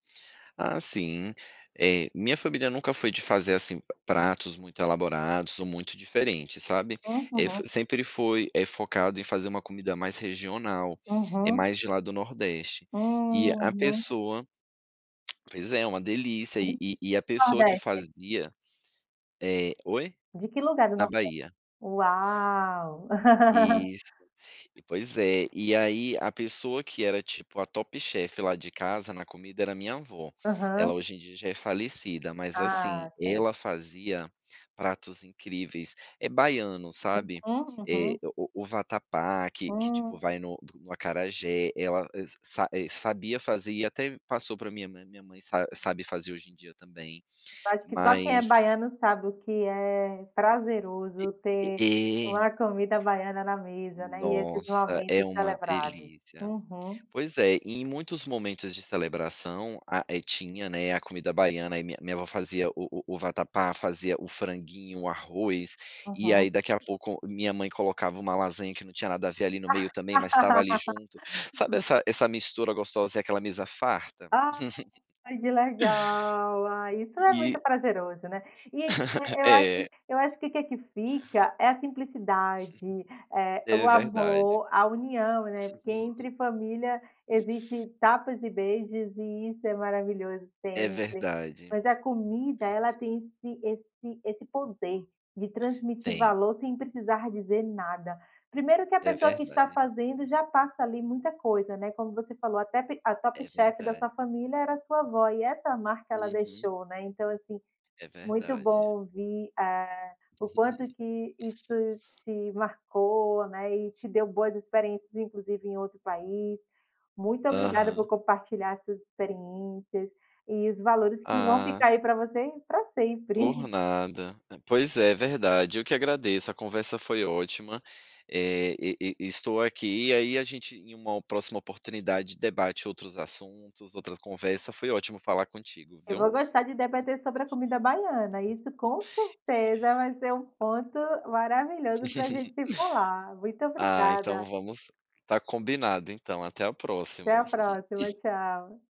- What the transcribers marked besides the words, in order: tongue click; laugh; laugh; giggle; laugh; chuckle; chuckle; laugh; chuckle; tapping; laugh; laugh
- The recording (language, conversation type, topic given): Portuguese, podcast, Que papel a comida tem na transmissão de valores?